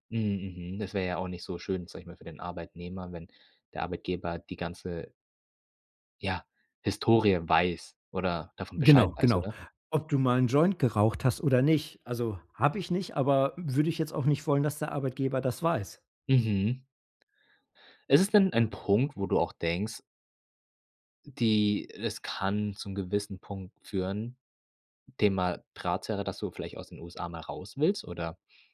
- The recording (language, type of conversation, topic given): German, podcast, Wie gehst du mit deiner Privatsphäre bei Apps und Diensten um?
- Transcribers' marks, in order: unintelligible speech